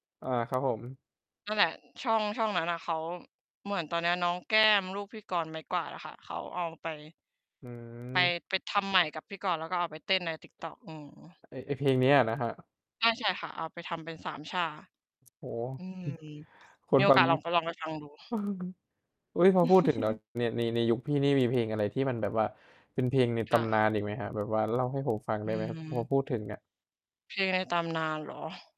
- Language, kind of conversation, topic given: Thai, unstructured, เคยมีเพลงไหนที่ทำให้คุณนึกถึงวัยเด็กบ้างไหม?
- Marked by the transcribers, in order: distorted speech; tapping; other background noise; chuckle